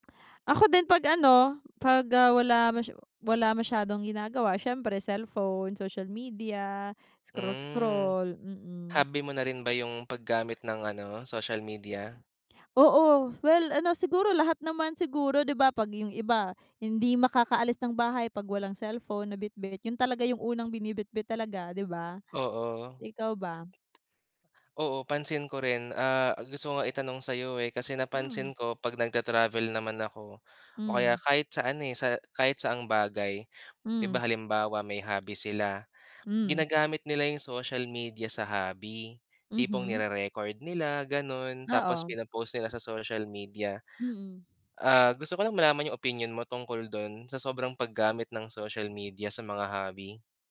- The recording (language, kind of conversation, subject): Filipino, unstructured, Ano ang palagay mo tungkol sa labis na paggamit ng midyang panlipunan sa mga libangan?
- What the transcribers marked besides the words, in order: none